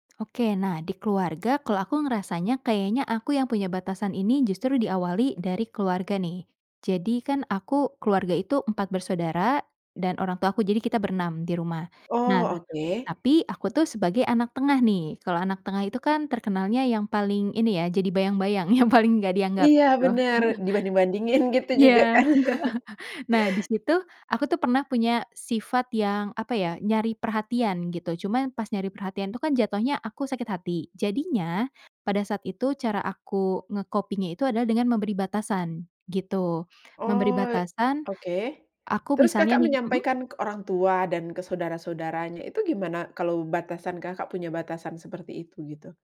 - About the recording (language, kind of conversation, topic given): Indonesian, podcast, Bagaimana menyampaikan batasan tanpa terdengar kasar atau dingin?
- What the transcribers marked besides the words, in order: laughing while speaking: "yang paling"; chuckle; laughing while speaking: "gitu juga, kan"; laugh; chuckle; in English: "nge-coping-nya"